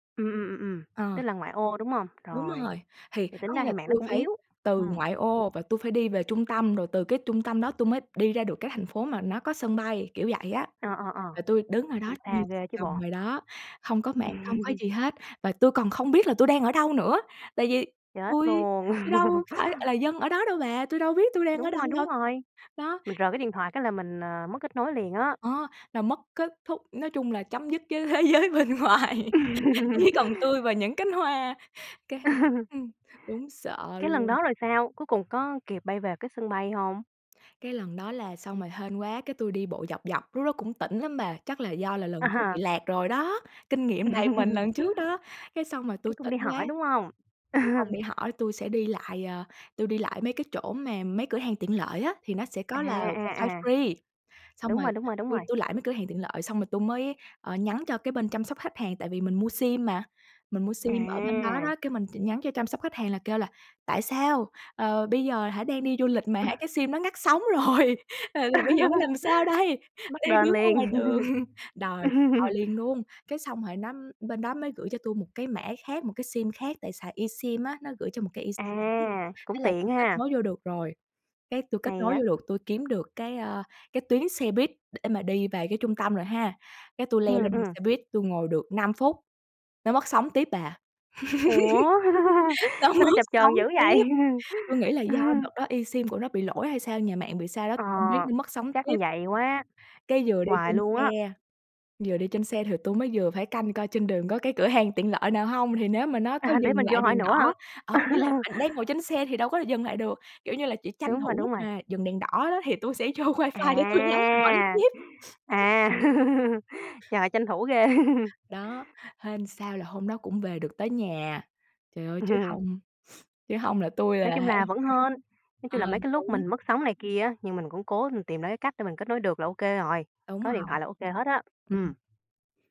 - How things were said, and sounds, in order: tapping; other background noise; laugh; laugh; laughing while speaking: "thế giới bên ngoài, chỉ"; laugh; laughing while speaking: "hoa"; laugh; chuckle; laugh; laughing while speaking: "rồi"; laugh; chuckle; laugh; laughing while speaking: "Nó mất sóng tiếp"; laugh; laughing while speaking: "À"; laugh; drawn out: "À"; laughing while speaking: "vô wifi"; laugh; laughing while speaking: "tiếp"; sniff; other noise; laugh; chuckle; sniff; chuckle
- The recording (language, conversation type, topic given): Vietnamese, podcast, Bạn có thể kể về một lần bạn bị lạc nhưng cuối cùng lại vui đến rơi nước mắt không?